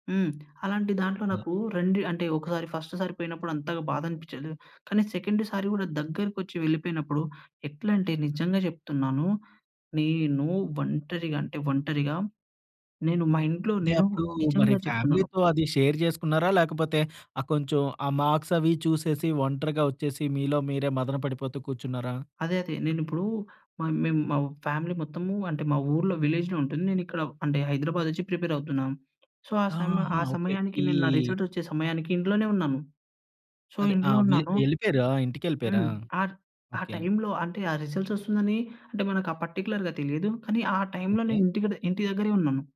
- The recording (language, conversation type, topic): Telugu, podcast, ఒంటరిగా అనిపించినప్పుడు ముందుగా మీరు ఏం చేస్తారు?
- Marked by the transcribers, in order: other background noise; in English: "ఫస్ట్"; in English: "సెకండ్"; in English: "ఫ్యామిలీతో"; in English: "షేర్"; in English: "మార్క్స్"; in English: "ఫ్యామిలీ"; in English: "విలేజ్‌లో"; in English: "ప్రిపేర్"; in English: "సో"; in English: "రిజల్ట్స్"; in English: "సో"; in English: "రిజల్ట్స్"; in English: "పార్టిక్యులర్‌గా"